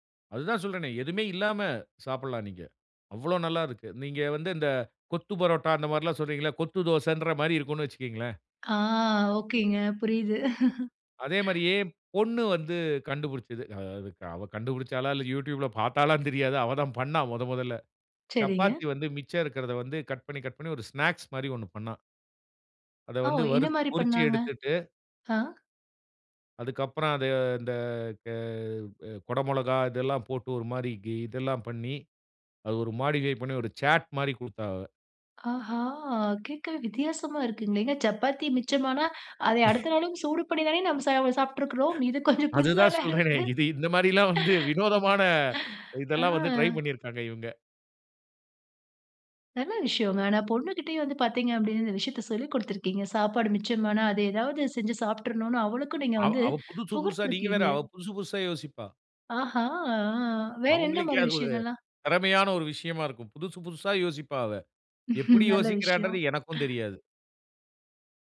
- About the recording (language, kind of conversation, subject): Tamil, podcast, மிச்சமான உணவை புதிதுபோல் சுவையாக மாற்றுவது எப்படி?
- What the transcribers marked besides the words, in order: laugh; inhale; in English: "மாடிஃபை"; in Hindi: "சாட்"; surprised: "ஆஹா! கேட்கவே வித்தியாசமா இருக்குங்களே"; "ஆ" said as "ஆஹா"; chuckle; inhale; chuckle; laughing while speaking: "அதுதான் சொல்றேனே. இது இந்த மாரில்லாம் வந்து"; laughing while speaking: "இது கொஞ்சம் புதுசால இருக்குது!"; sigh; inhale; chuckle; other noise